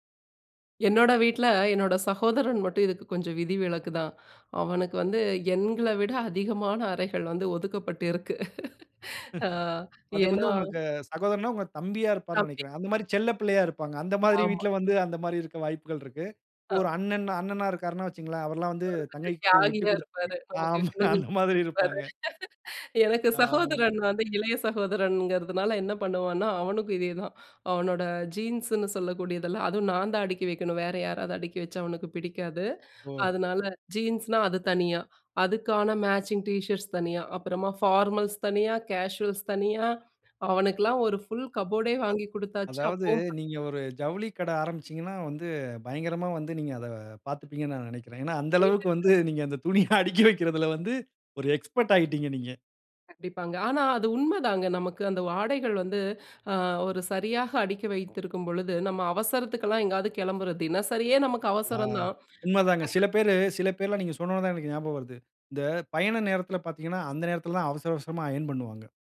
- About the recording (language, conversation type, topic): Tamil, podcast, குறைந்த சில அவசியமான உடைகளுடன் ஒரு எளிய அலமாரி அமைப்பை முயற்சி செய்தால், அது உங்களுக்கு எப்படி இருக்கும்?
- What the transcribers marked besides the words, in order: snort; laugh; unintelligible speech; laughing while speaking: "ஆமா அந்த மாரி இருப்பாங்க"; unintelligible speech; laugh; in English: "ஃபார்மல்ஸ்"; in English: "கேசுவல்ஸ்"; other background noise; unintelligible speech; laughing while speaking: "துணிய அடுக்கி வைக்கிறதுல"; unintelligible speech